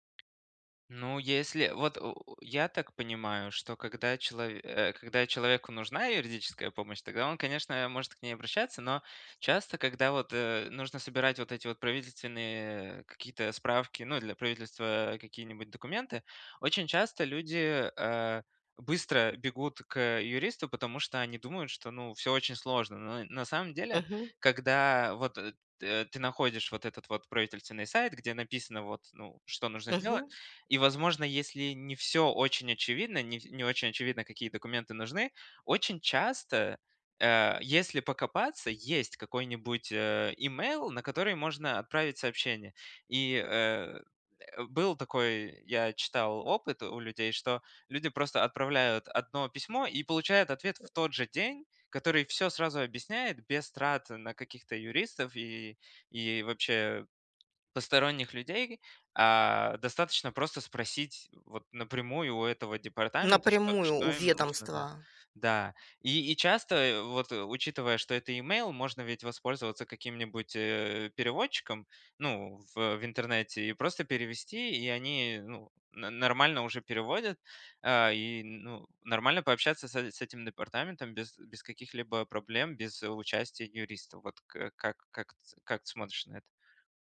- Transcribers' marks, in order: tapping; other background noise
- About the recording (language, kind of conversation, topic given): Russian, advice, С чего начать, чтобы разобраться с местными бюрократическими процедурами при переезде, и какие документы для этого нужны?